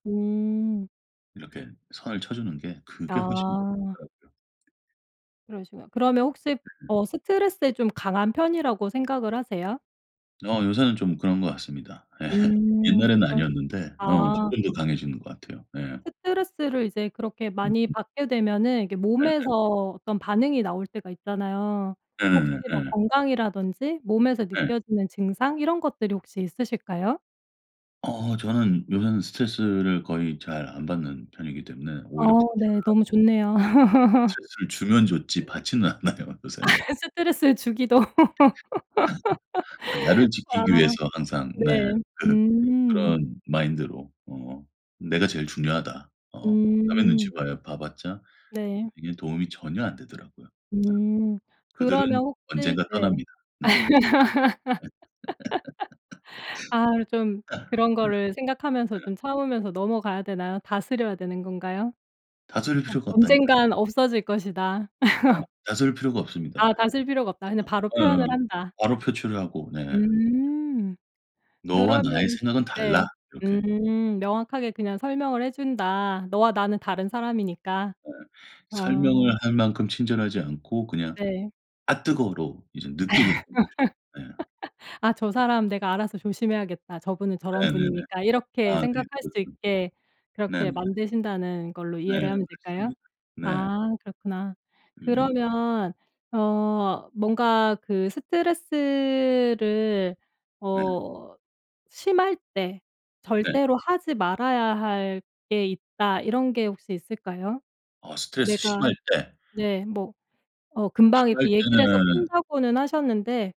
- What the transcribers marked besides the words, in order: other background noise; laugh; laughing while speaking: "예"; laugh; laughing while speaking: "않아요"; laugh; tapping; laugh; laugh; unintelligible speech; laugh; laugh; unintelligible speech
- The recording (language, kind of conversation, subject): Korean, podcast, 스트레스를 받을 때는 보통 어떻게 푸시나요?